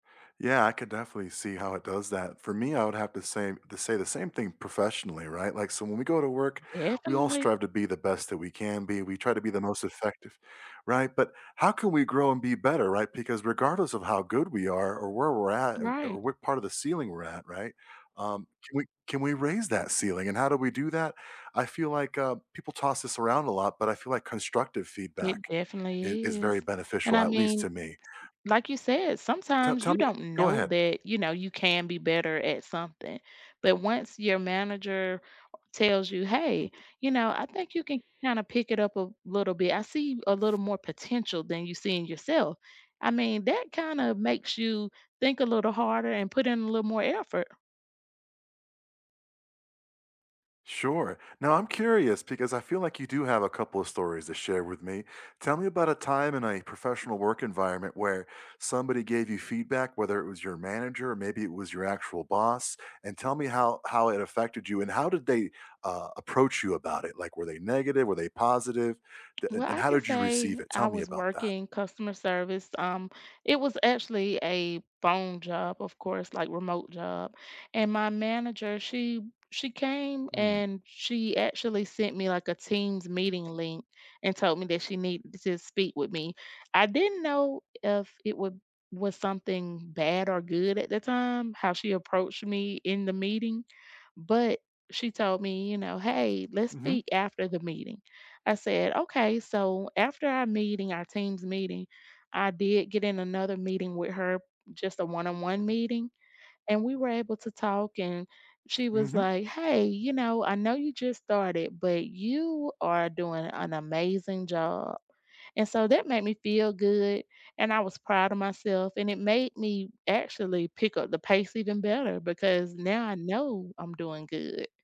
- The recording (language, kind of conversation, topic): English, unstructured, What makes workplace feedback most helpful for you?
- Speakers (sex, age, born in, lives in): female, 40-44, United States, United States; male, 45-49, United States, United States
- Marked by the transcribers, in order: other background noise